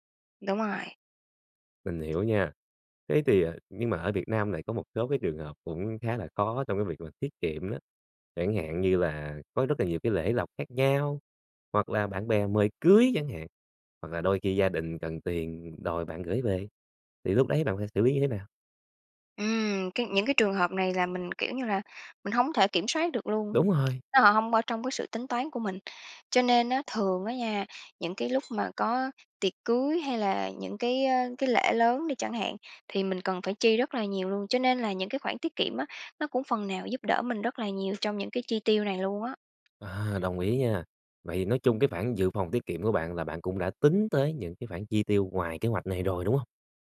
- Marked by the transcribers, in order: tapping; other background noise
- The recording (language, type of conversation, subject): Vietnamese, podcast, Bạn cân bằng giữa tiết kiệm và tận hưởng cuộc sống thế nào?